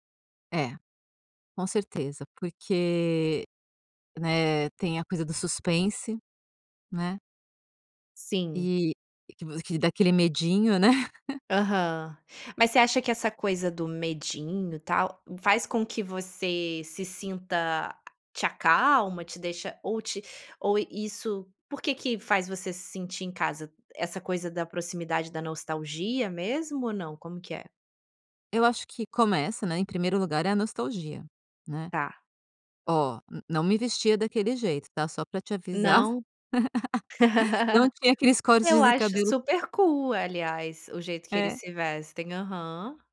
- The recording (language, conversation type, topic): Portuguese, podcast, Me conta, qual série é seu refúgio quando tudo aperta?
- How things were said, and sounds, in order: laugh; laugh; other background noise; laugh; in English: "cool"